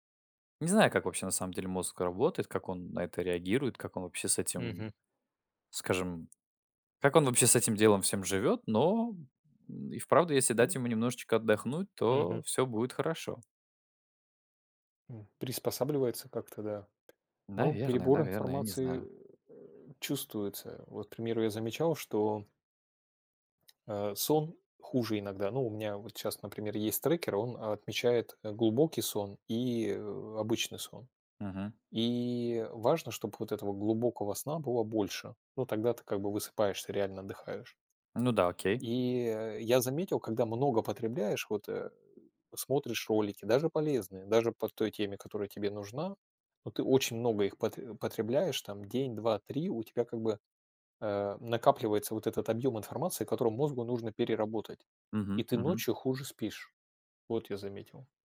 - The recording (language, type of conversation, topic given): Russian, unstructured, Что помогает вам поднять настроение в трудные моменты?
- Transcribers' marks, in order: tapping